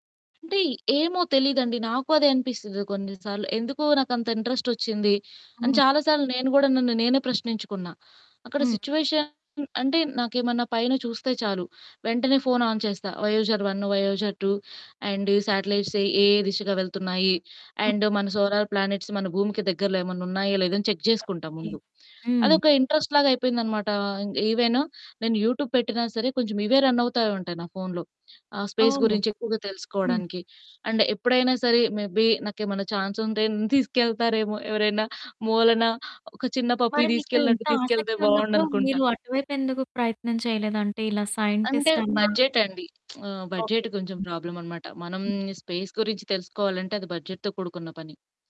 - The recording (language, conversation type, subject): Telugu, podcast, ఒక రాత్రి ఆకాశం కింద గడిపిన అందమైన అనుభవాన్ని చెప్పగలరా?
- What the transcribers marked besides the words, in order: static; distorted speech; in English: "సిట్యుయేషన్"; in English: "ఆన్"; in English: "వయొజర్"; in English: "వయొజర్ టూ అండ్"; in English: "సేటెలైట్స్"; in English: "అండ్"; in English: "సోలార్ ప్లానెట్స్"; in English: "చెక్"; in English: "ఇంట్రెస్ట్‌లాగా"; in English: "ఈవెన్"; in English: "యూట్యూబ్"; in English: "రన్"; in English: "స్పేస్"; in English: "అండ్"; in English: "మే బీ"; in English: "పప్పీ"; in English: "బడ్జెట్"; lip smack; in English: "బడ్జెట్"; in English: "స్పేస్"; in English: "బడ్జెట్‌తో"